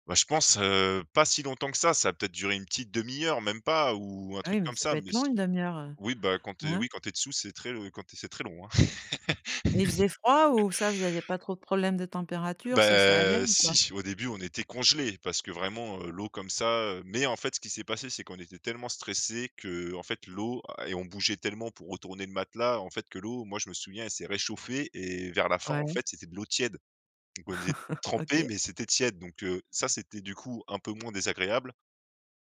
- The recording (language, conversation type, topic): French, podcast, Peux-tu nous raconter l’une de tes randonnées les plus marquantes ?
- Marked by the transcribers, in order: chuckle; tapping; drawn out: "Bah"; chuckle